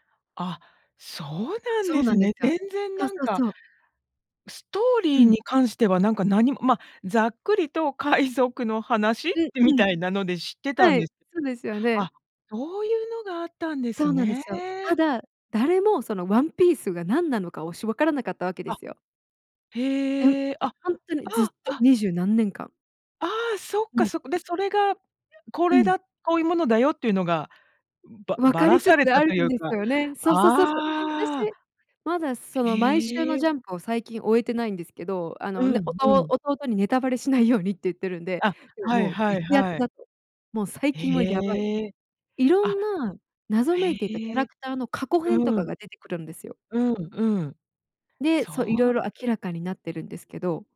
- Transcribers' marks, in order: other background noise
- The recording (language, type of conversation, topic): Japanese, podcast, あなたの好きなアニメの魅力はどこにありますか？